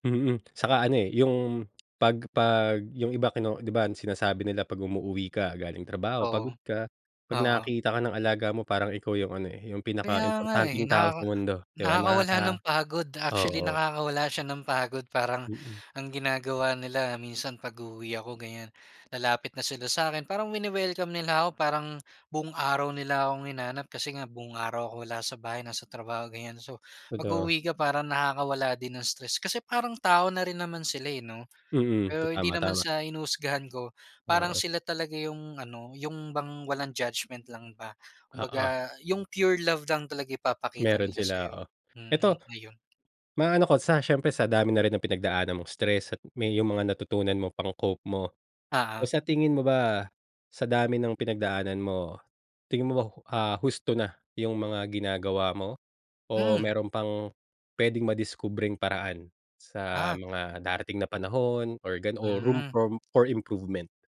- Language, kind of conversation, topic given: Filipino, podcast, Ano ang ginagawa mo kapag nai-stress o nabibigatan ka na?
- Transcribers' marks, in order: tapping; other background noise